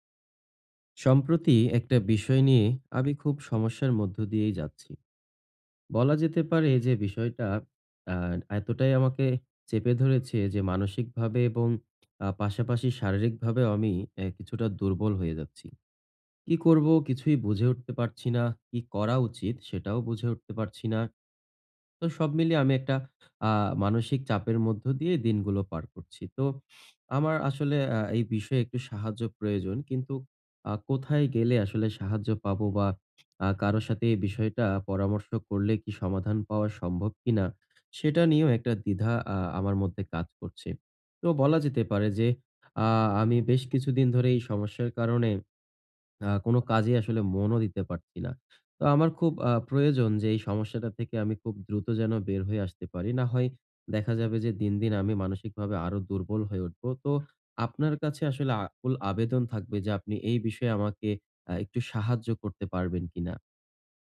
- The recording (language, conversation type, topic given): Bengali, advice, নতুন সমাজে ভাষা ও আচরণে আত্মবিশ্বাস কীভাবে পাব?
- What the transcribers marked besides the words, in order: tapping; sniff